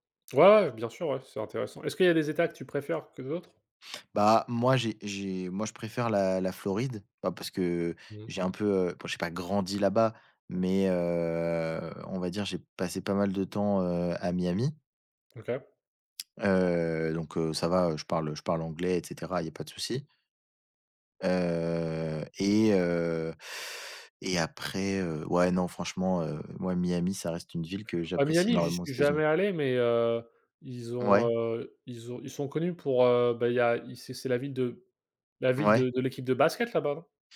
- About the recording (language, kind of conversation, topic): French, unstructured, Quels défis rencontrez-vous pour goûter la cuisine locale en voyage ?
- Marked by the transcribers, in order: other background noise; stressed: "grandi"; drawn out: "heu"